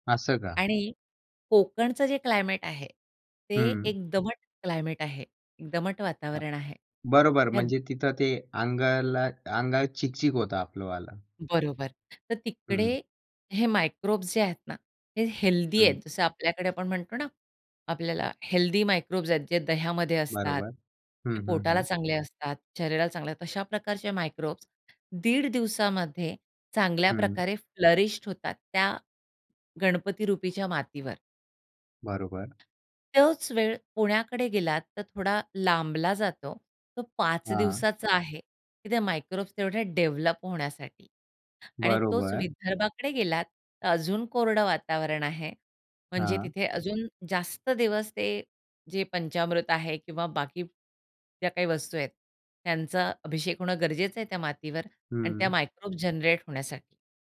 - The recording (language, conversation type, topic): Marathi, podcast, हंगामी सण-उत्सव आणि ऋतू यांचे नाते तुला कसे दिसते?
- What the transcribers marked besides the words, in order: other background noise; in English: "फ्लरिश्ड"; tapping; in English: "डेव्हलप"; in English: "जनरेट"